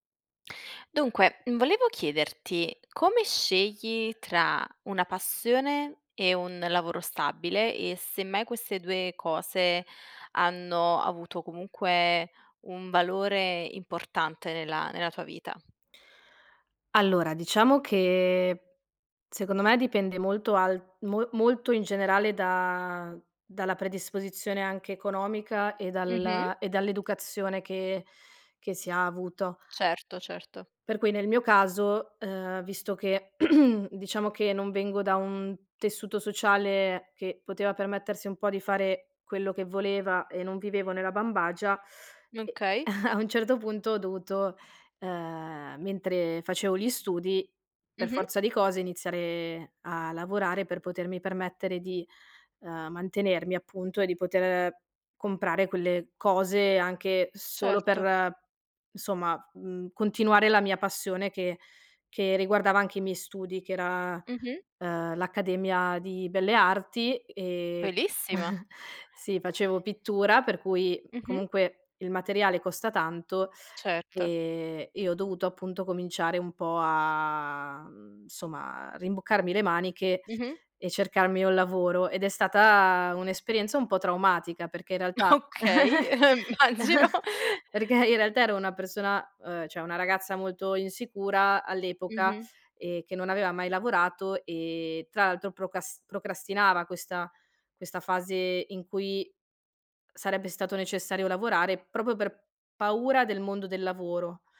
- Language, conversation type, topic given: Italian, podcast, Come scegli tra una passione e un lavoro stabile?
- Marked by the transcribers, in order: throat clearing; chuckle; chuckle; laughing while speaking: "Okay, uhm, immagino"; chuckle; "proprio" said as "propio"